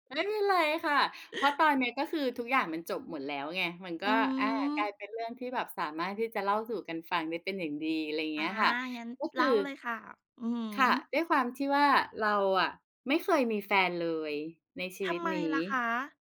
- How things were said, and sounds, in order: none
- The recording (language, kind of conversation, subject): Thai, podcast, คุณเคยปล่อยให้ความกลัวหยุดคุณไว้ไหม แล้วคุณทำยังไงต่อ?